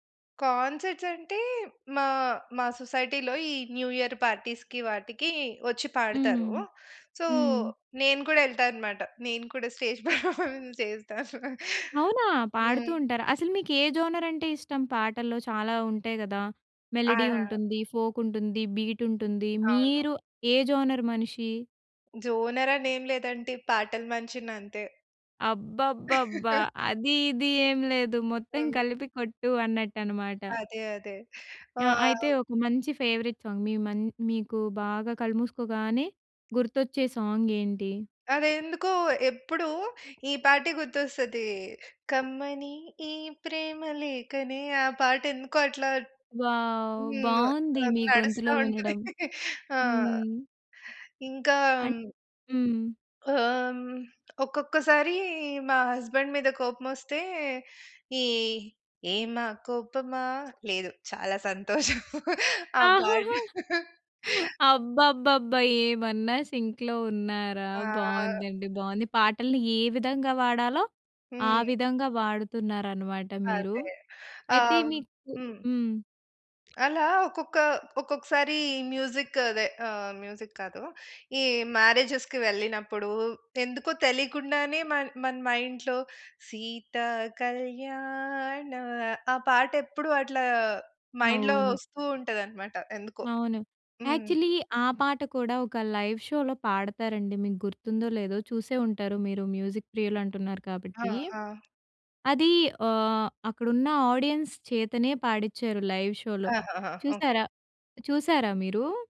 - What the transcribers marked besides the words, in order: in English: "కాన్సర్ట్స్"; in English: "సొసైటీలో"; in English: "న్యూ యియర్ పార్టీస్‌కి"; in English: "సో"; laughing while speaking: "స్టేజ్ పర్ఫార్మన్స్ చేస్తాను"; in English: "స్టేజ్ పర్ఫార్మన్స్"; in English: "జోనర్"; in English: "మెలోడీ"; in English: "ఫోక్"; in English: "బీట్"; in English: "జోనర్"; in English: "జోనర్"; chuckle; in English: "ఫేవరెట్ సాంగ్"; in English: "సాంగ్"; singing: "కమ్మని ఈ ప్రేమలేఖనే"; in English: "వావ్!"; chuckle; in English: "హస్బాండ్"; singing: "ఈ ఏమా కోపమా!"; chuckle; laughing while speaking: "ఆ పాట"; other noise; in English: "సింక్‌లో"; tapping; in English: "మ్యూజిక్"; in English: "మ్యూజిక్"; in English: "మ్యారేజెస్‌కి"; in English: "మైండ్‌లో"; singing: "సీతా కళ్యాణా"; in English: "మైండ్‌లో"; in English: "యాక్చులీ"; in English: "లైవ్ షోలో"; in English: "మ్యూజిక్"; in English: "ఆడియన్స్"; in English: "లైవ్ షోలో"
- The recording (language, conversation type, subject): Telugu, podcast, లైవ్‌గా మాత్రమే వినాలని మీరు ఎలాంటి పాటలను ఎంచుకుంటారు?